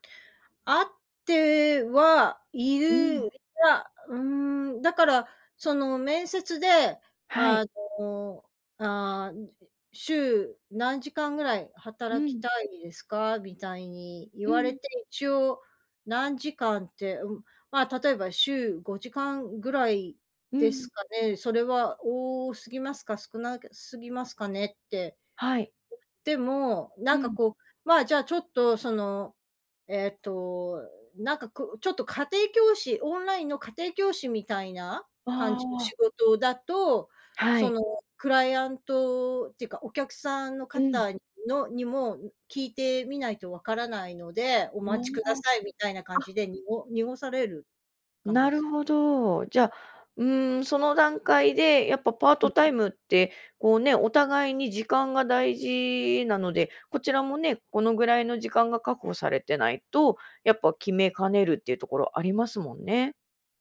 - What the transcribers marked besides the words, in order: other background noise; unintelligible speech
- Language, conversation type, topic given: Japanese, advice, 面接で条件交渉や待遇の提示に戸惑っているとき、どう対応すればよいですか？
- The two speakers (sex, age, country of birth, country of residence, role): female, 35-39, Japan, Japan, advisor; female, 55-59, Japan, United States, user